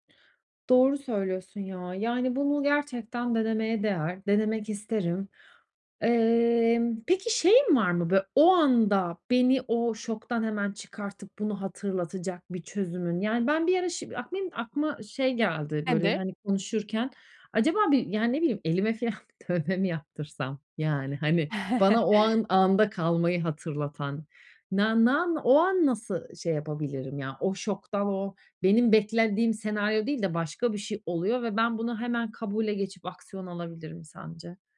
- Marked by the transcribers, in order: laughing while speaking: "elime filan dövme mi yaptırsam?"; chuckle
- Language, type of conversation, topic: Turkish, advice, Ailemde tekrar eden çatışmalarda duygusal tepki vermek yerine nasıl daha sakin kalıp çözüm odaklı davranabilirim?